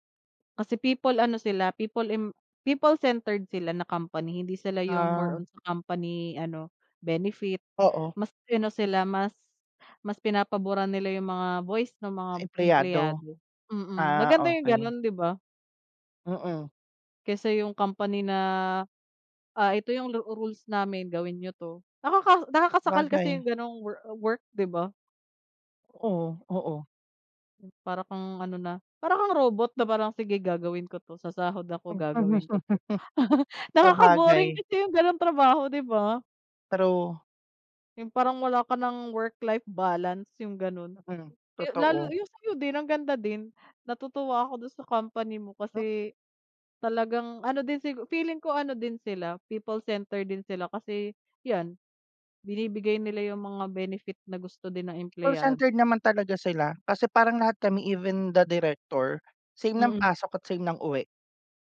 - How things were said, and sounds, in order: laugh
- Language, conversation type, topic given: Filipino, unstructured, Ano ang mga dahilan kung bakit mo gusto ang trabaho mo?